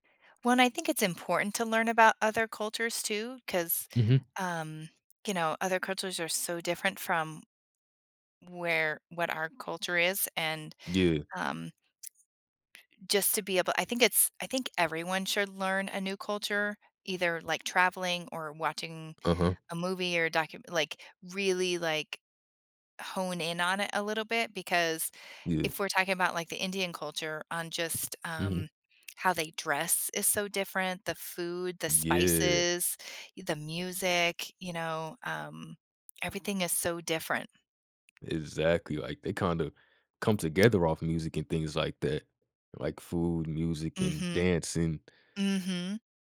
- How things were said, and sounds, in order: other background noise; tapping
- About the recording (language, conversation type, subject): English, unstructured, How do you like to explore and experience different cultures?
- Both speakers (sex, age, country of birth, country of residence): female, 45-49, United States, United States; male, 20-24, United States, United States